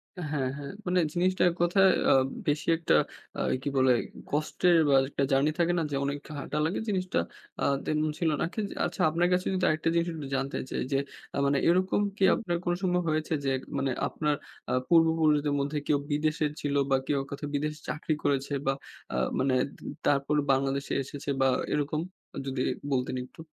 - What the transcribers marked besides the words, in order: none
- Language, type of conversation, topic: Bengali, podcast, তোমার পূর্বপুরুষদের কোনো দেশান্তর কাহিনি আছে কি?